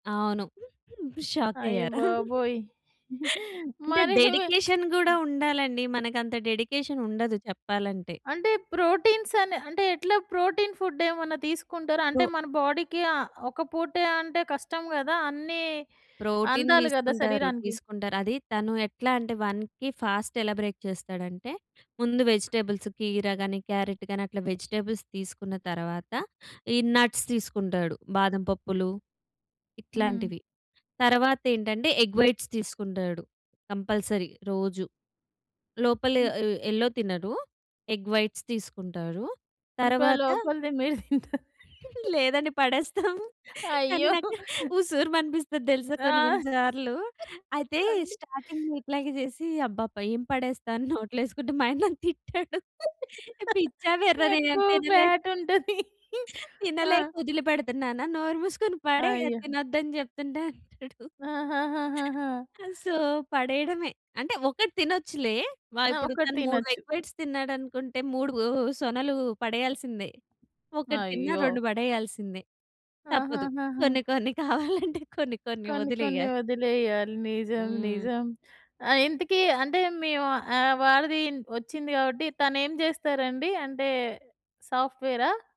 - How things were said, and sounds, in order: giggle; chuckle; other background noise; in English: "డెడికేషన్"; giggle; lip smack; other noise; in English: "ప్రోటీన్"; in English: "బాడీ‌కి"; in English: "ప్రోటీన్"; in English: "వన్‌కి ఫాస్ట్"; in English: "బ్రేక్"; in English: "వెజిటబుల్స్"; in English: "వెజిటబుల్స్"; in English: "నట్స్"; in English: "ఎగ్ వైట్స్"; in English: "కంపల్సరీ"; in English: "యెల్లో"; in English: "ఎగ్ వైట్స్"; "ఇంకా" said as "ఇంపా"; laughing while speaking: "తింటా"; laughing while speaking: "లేదండి పడేస్తాము, కానీ నాకు ఉసూరుమనిపిస్తది దెలుసా కొన్ని కొన్ని సార్లు"; laughing while speaking: "అయ్యో! ఆ! అండి"; in English: "స్టార్టింగ్‌లో"; laughing while speaking: "మా ఆయన నన్ను తిట్టాడు. పిచ్చా, వెర్రా నేనేం తినలే"; laughing while speaking: "ఎక్కువ ఫ్యాటుంటది. ఆ!"; laughing while speaking: "తినలేక ఒదిలి పెడతన్నానా. నోరు మూసుకొని పడేయి, అది తినొద్దని జెప్తుంటే అంటాడు"; in English: "సో"; in English: "ఎగ్ వైట్స్"; tapping; laughing while speaking: "కొన్ని కొన్ని కావాలంటే కొన్ని కొన్ని ఒదిలెయ్యాలి"
- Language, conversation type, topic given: Telugu, podcast, నిద్రను మెరుగుపరచుకోవడం మీ ఒత్తిడిని తగ్గించడంలో మీకు ఎంత వరకు సహాయపడింది?